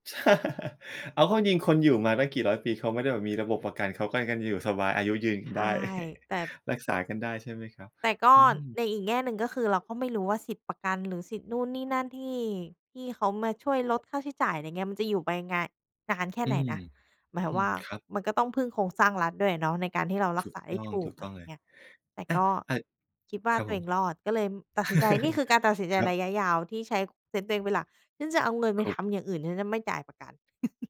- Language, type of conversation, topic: Thai, podcast, คุณมีหลักง่ายๆ อะไรที่ใช้ตัดสินใจเรื่องระยะยาวบ้าง?
- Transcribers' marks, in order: laugh; chuckle; laugh; tapping; chuckle